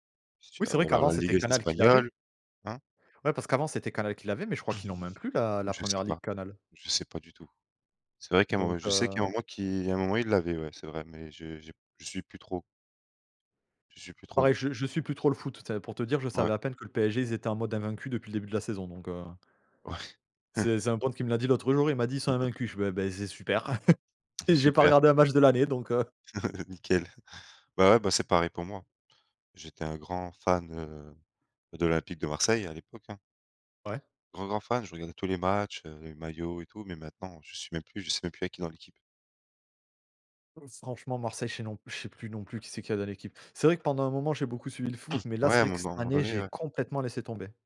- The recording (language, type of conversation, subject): French, unstructured, Comment les plateformes de streaming ont-elles changé votre façon de regarder des films ?
- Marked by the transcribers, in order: chuckle; chuckle; laugh; chuckle; other noise